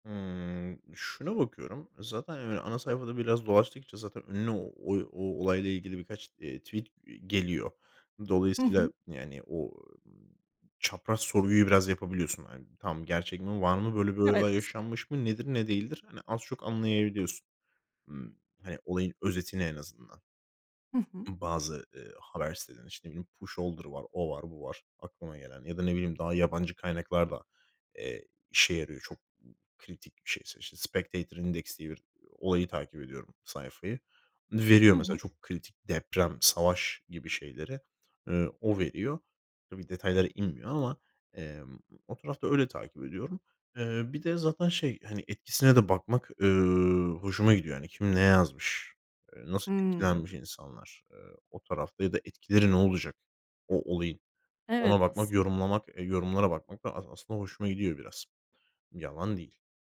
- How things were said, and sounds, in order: none
- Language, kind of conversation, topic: Turkish, podcast, Sahte haberleri nasıl ayırt ediyorsun?